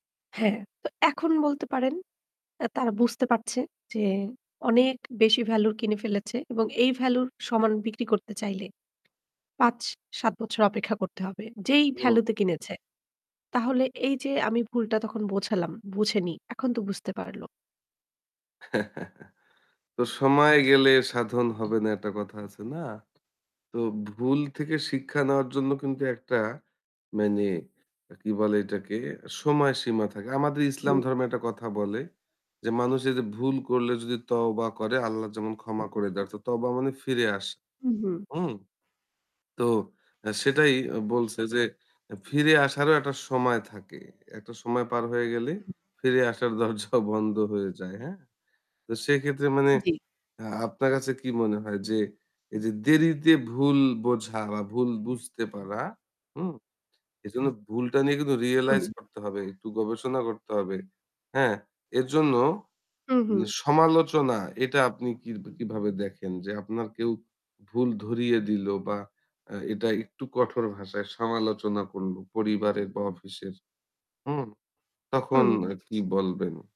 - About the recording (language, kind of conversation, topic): Bengali, podcast, কখন তুমি মনে করো যে কোনো ভুলের মাধ্যমেই তুমি সবচেয়ে বড় শেখার সুযোগ পেয়েছো?
- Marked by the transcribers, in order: static; tapping; chuckle; other background noise; laughing while speaking: "দরজাও বন্ধ হয়ে যায়"